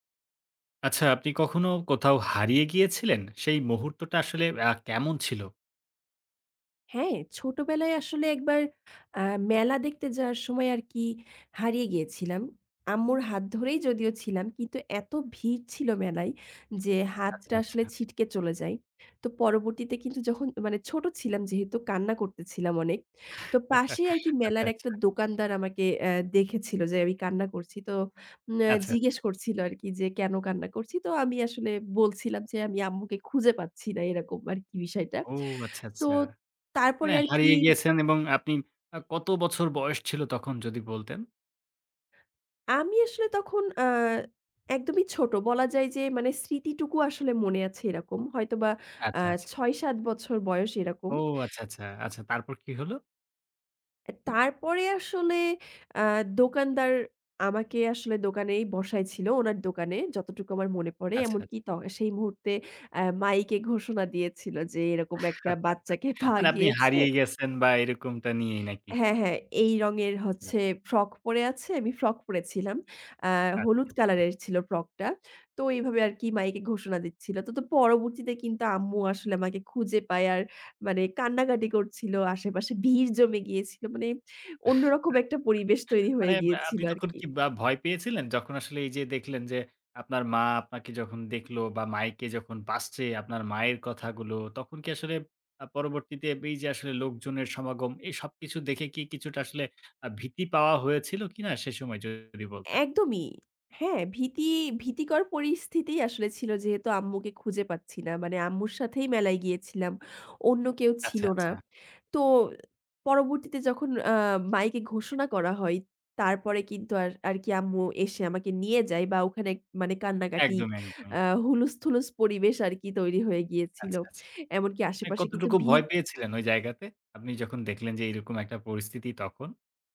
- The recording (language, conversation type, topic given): Bengali, podcast, কোথাও হারিয়ে যাওয়ার পর আপনি কীভাবে আবার পথ খুঁজে বের হয়েছিলেন?
- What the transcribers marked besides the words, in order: chuckle; horn; chuckle; other background noise; laughing while speaking: "পাওয়া গিয়েছে"; tapping; chuckle; "হুলুস্থুল" said as "হুলুস্থুলুস"